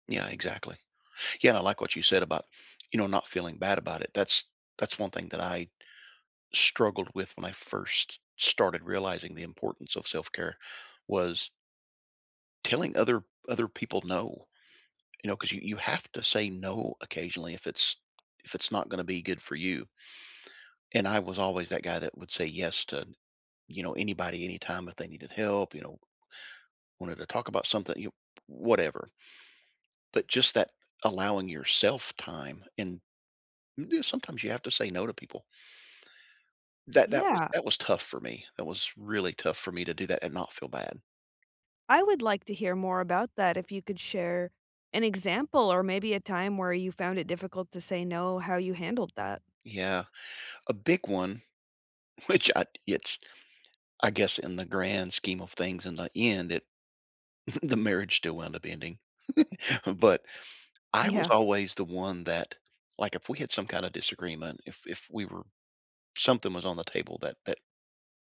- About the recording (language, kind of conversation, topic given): English, unstructured, How do you practice self-care in your daily routine?
- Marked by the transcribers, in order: tapping; other background noise; laughing while speaking: "which"; chuckle; giggle